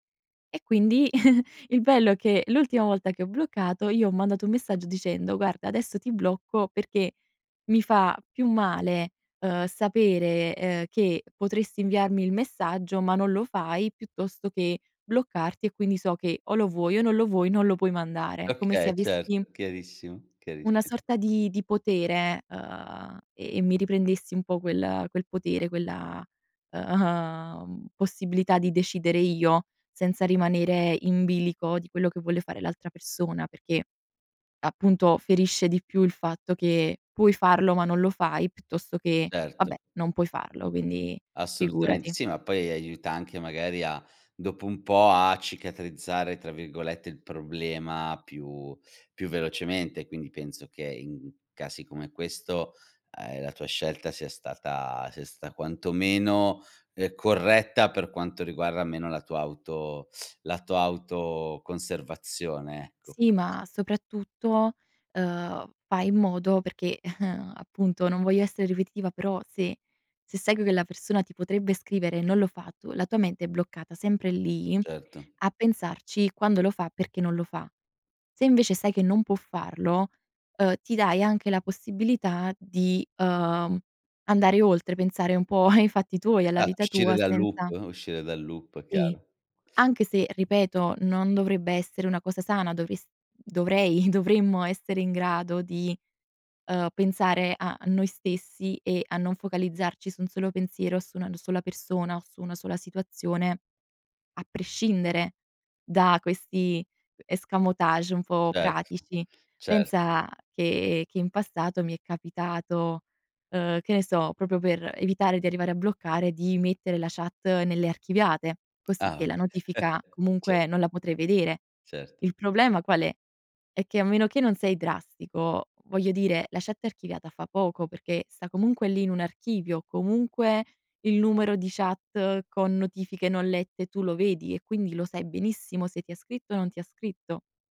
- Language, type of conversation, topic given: Italian, podcast, Cosa ti spinge a bloccare o silenziare qualcuno online?
- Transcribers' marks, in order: chuckle; chuckle; chuckle; in English: "loop"; in English: "loop"; in French: "escamotage"; "proprio" said as "propio"; "okay" said as "oka"; chuckle